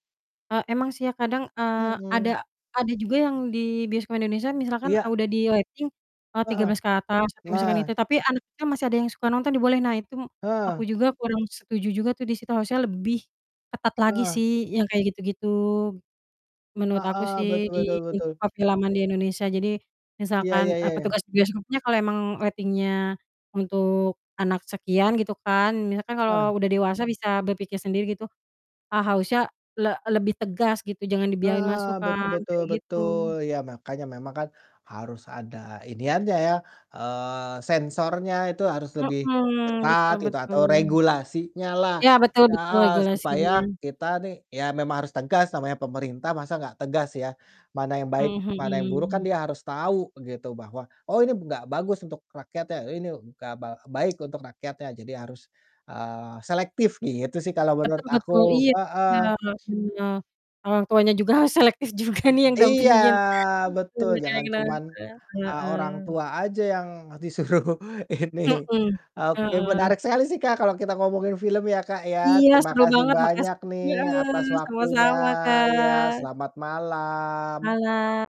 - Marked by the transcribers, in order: tapping; other background noise; distorted speech; static; drawn out: "Iya"; laughing while speaking: "juga"; unintelligible speech; laughing while speaking: "disuruh ini"; drawn out: "waktunya"
- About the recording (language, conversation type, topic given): Indonesian, unstructured, Bagaimana menurutmu film dapat mengajarkan nilai-nilai kehidupan?